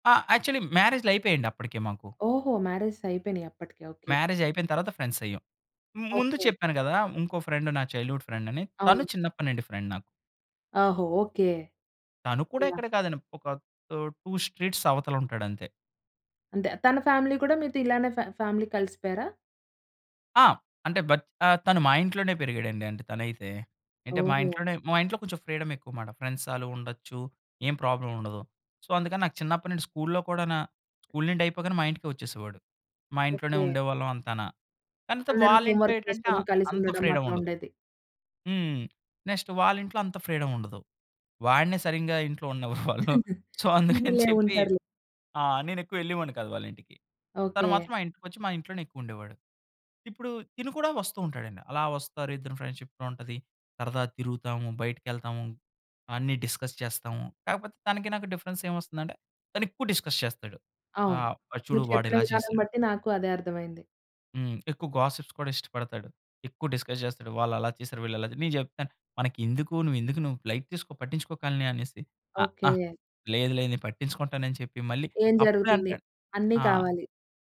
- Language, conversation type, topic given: Telugu, podcast, స్థానికులతో స్నేహం ఎలా మొదలైంది?
- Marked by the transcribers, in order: in English: "యాక్చువల్లీ"; in English: "మ్యారేజెస్"; in English: "మ్యారేజ్"; in English: "ఫ్రెండ్స్"; in English: "ఫ్రెండ్"; in English: "చైల్డ్‌హుడ్ ఫ్రెండ్"; in English: "ఫ్రెండ్"; in English: "టూ స్ట్రీట్స్"; in English: "ఫ్యామిలీ"; in English: "ఫ్యా ఫ్యామిలీ"; in English: "ఫ్రీడమ్"; in English: "ఫ్రెండ్స్"; in English: "ప్రాబ్లమ్"; in English: "సో"; in English: "హోమ్ వర్క్"; in English: "ఫ్రీడమ్"; in English: "నెక్స్ట్"; in English: "ఫ్రీడమ్"; laughing while speaking: "ఉండనివ్వరు వాళ్ళు. సో, అందుకని చెప్పి"; chuckle; in English: "సో"; in English: "ఫ్రెండ్‌షిప్‌లో"; in English: "డిస్కస్"; in English: "డిఫరెన్స్"; in English: "డిస్కస్"; in English: "గాసిప్స్"; in English: "డిస్కస్"; in English: "లైట్"